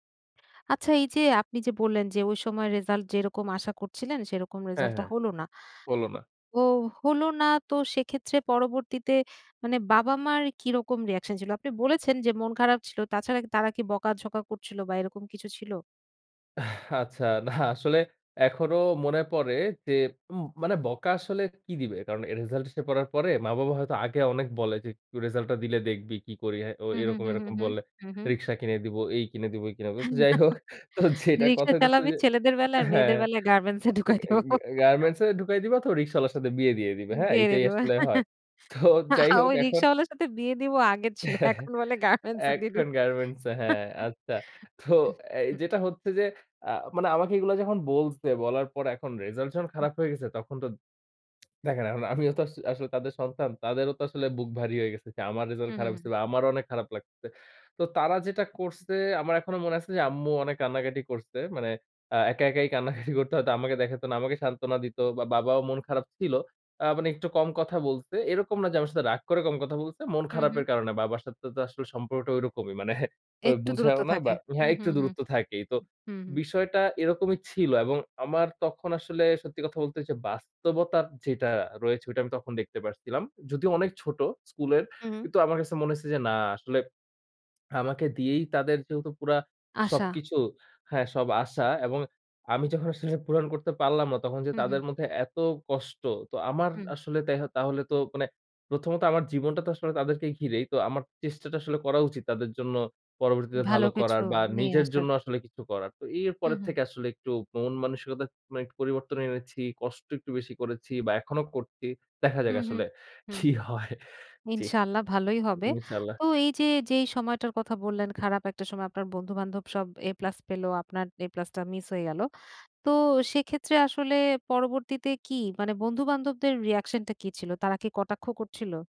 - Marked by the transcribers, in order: chuckle; laughing while speaking: "রিকশা চালাবি, ছেলেদের বেলায় আর মেয়েদের বেলায় গার্মেন্টসে ঢুকায় দিবো"; chuckle; laughing while speaking: "আ ওই রিক্শাওয়ালার সাথে বিয়ে … গার্মেন্টসে দিয়ে দিব"; chuckle; laughing while speaking: "এখন গার্মেন্টসে হ্যাঁ, আচ্ছা। তো"; chuckle; laughing while speaking: "কান্নাকাটি করতে হয়তো"; scoff; other background noise; laughing while speaking: "কি হয়!"
- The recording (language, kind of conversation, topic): Bengali, podcast, আপনি কীভাবে হার না মানার মানসিকতা গড়ে তুলেছেন?